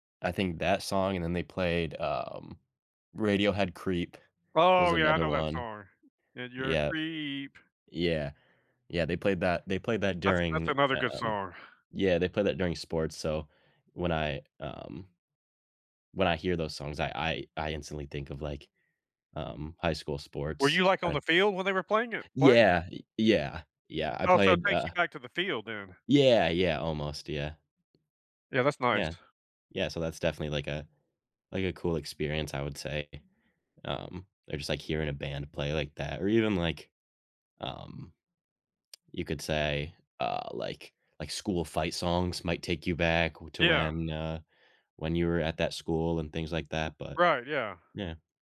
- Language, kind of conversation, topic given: English, unstructured, How does music connect to your memories and emotions?
- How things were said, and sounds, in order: tapping; other background noise